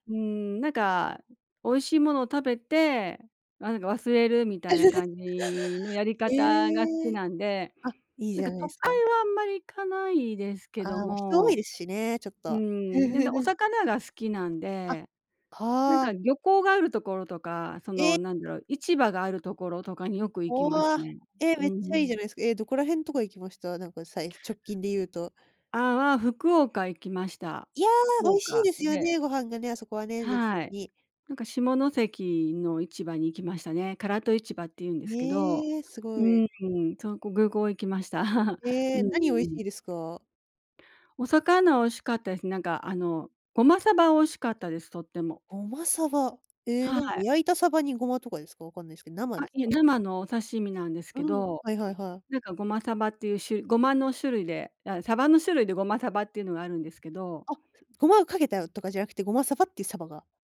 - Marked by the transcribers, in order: chuckle; other background noise; chuckle; chuckle
- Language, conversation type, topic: Japanese, podcast, 不安を乗り越えるために、普段どんなことをしていますか？